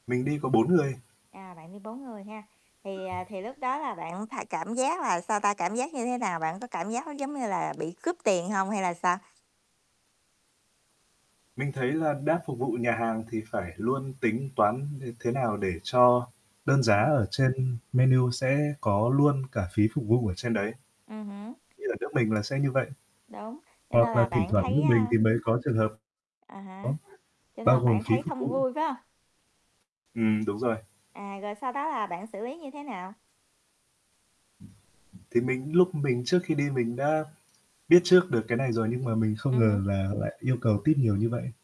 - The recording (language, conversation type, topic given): Vietnamese, unstructured, Bạn đã từng bất ngờ trước một phong tục lạ ở nơi nào chưa?
- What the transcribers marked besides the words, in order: static; other background noise; tapping; unintelligible speech